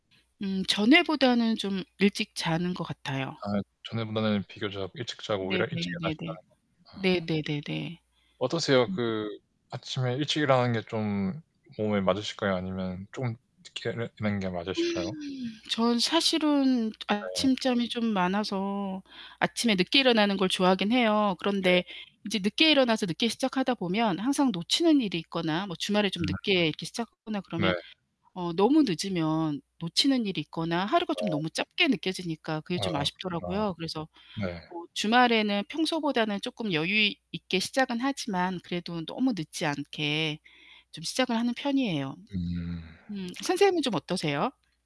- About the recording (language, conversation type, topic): Korean, unstructured, 좋아하는 아침 루틴이 있나요?
- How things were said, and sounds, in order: static; distorted speech; "일어나는 게" said as "일언 게"; other background noise